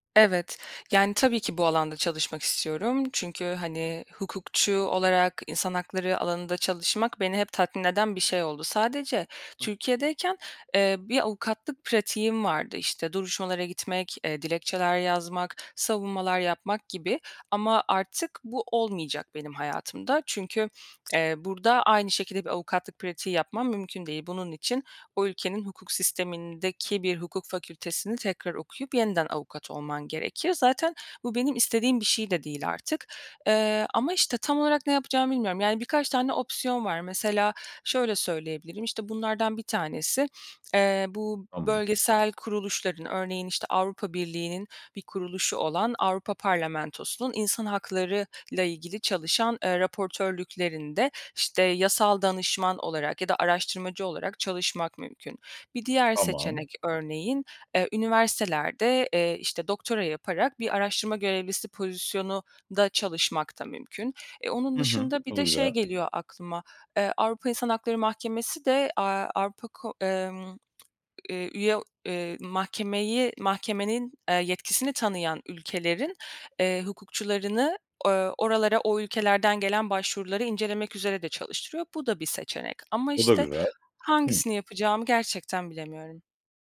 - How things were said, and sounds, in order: other background noise; other noise
- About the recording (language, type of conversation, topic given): Turkish, advice, Mezuniyet sonrası ne yapmak istediğini ve amacını bulamıyor musun?